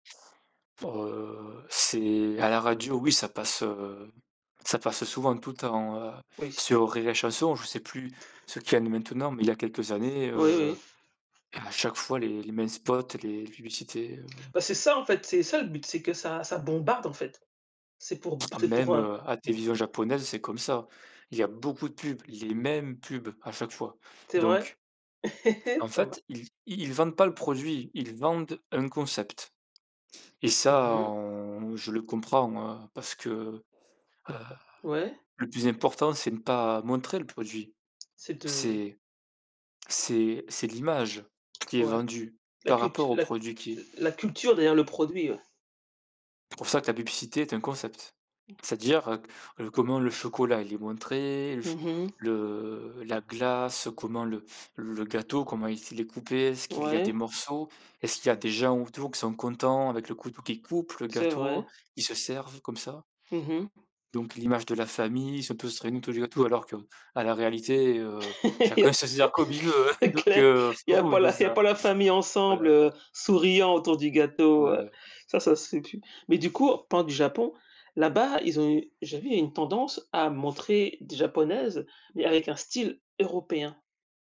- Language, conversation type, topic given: French, unstructured, Quelle responsabilité les entreprises ont-elles en matière de représentation corporelle ?
- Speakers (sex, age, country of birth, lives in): female, 40-44, France, United States; male, 35-39, France, France
- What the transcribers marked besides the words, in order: drawn out: "Heu"; other background noise; stressed: "mêmes"; chuckle; tapping; unintelligible speech; chuckle; laughing while speaking: "C'est clair"; chuckle